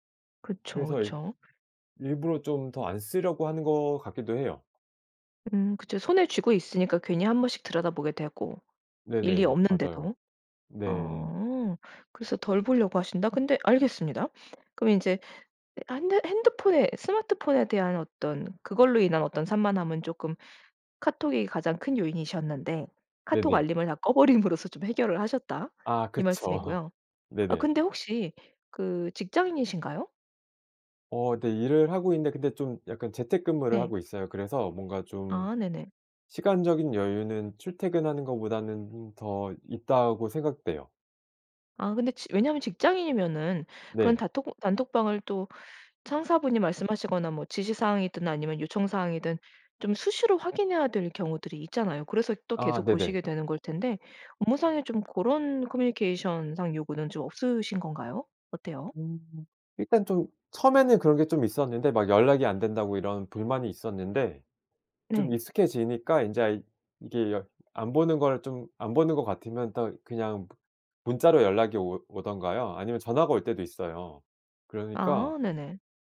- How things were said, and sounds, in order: laughing while speaking: "꺼버림으로써"; laughing while speaking: "그쵸"; tapping
- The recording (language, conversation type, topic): Korean, podcast, 디지털 기기로 인한 산만함을 어떻게 줄이시나요?